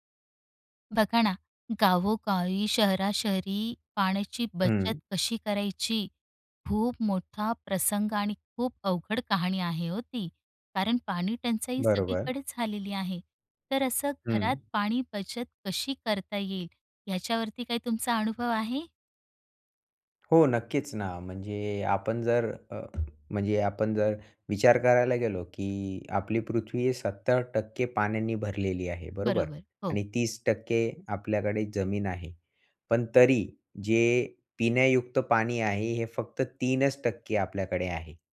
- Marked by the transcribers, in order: none
- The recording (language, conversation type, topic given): Marathi, podcast, घरात पाण्याची बचत प्रभावीपणे कशी करता येईल, आणि त्याबाबत तुमचा अनुभव काय आहे?